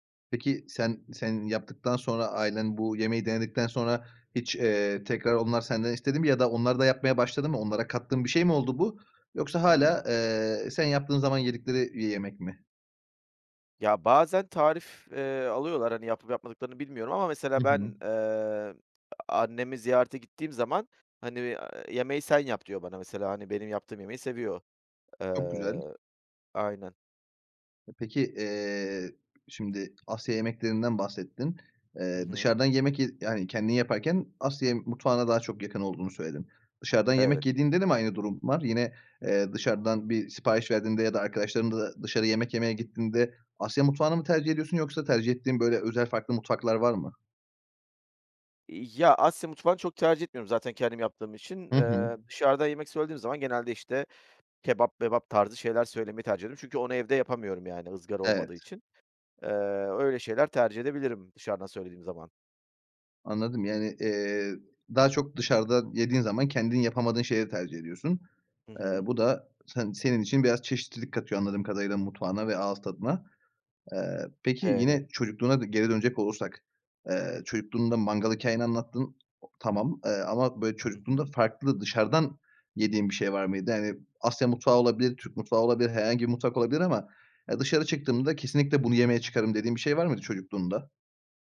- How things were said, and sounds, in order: other background noise; tapping; unintelligible speech
- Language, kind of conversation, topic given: Turkish, podcast, Çocukluğundaki en unutulmaz yemek anını anlatır mısın?